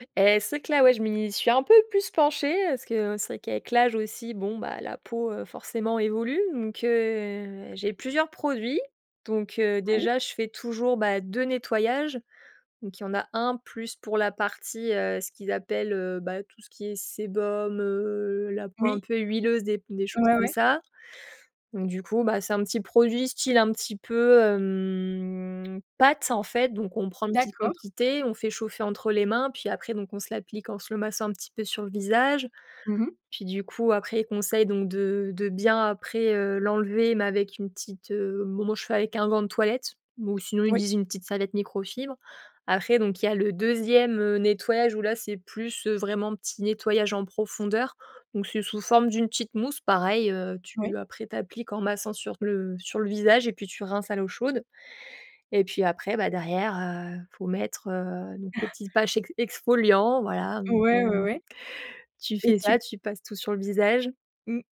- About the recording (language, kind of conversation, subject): French, podcast, Quelle est ta routine du matin, et comment ça se passe chez toi ?
- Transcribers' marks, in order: drawn out: "hem"; "patch" said as "pache"